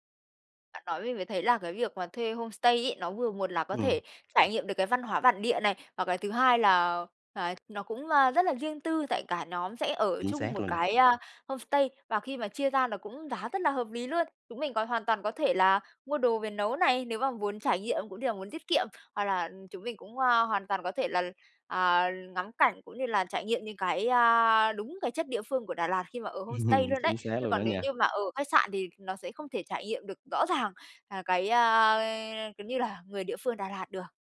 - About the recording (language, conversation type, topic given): Vietnamese, advice, Làm sao quản lý ngân sách và thời gian khi du lịch?
- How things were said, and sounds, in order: in English: "homestay"; other background noise; tapping; in English: "homestay"; laughing while speaking: "Ừm"; in English: "homestay"; drawn out: "a"